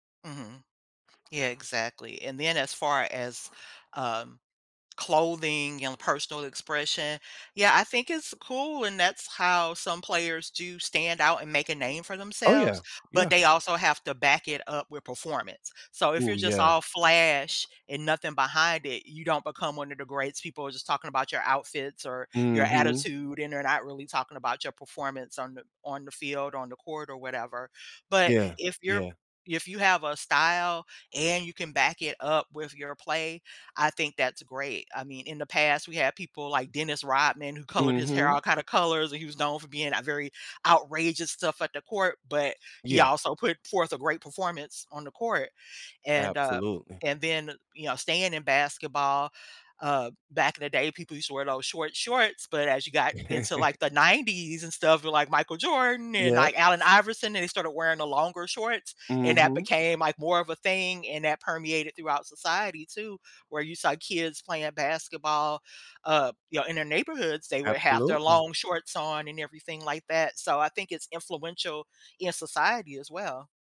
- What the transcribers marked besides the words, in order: other background noise; chuckle
- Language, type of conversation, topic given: English, unstructured, How should I balance personal expression with representing my team?